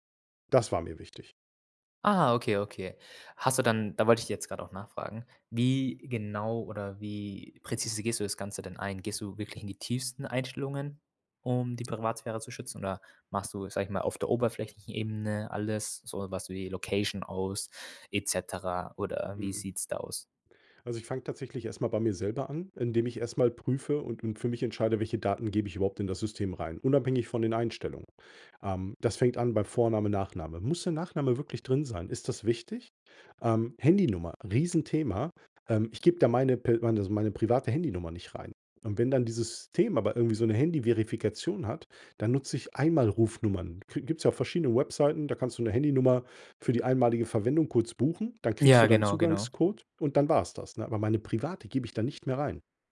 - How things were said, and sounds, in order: other background noise
- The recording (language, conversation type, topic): German, podcast, Wie wichtig sind dir Datenschutz-Einstellungen in sozialen Netzwerken?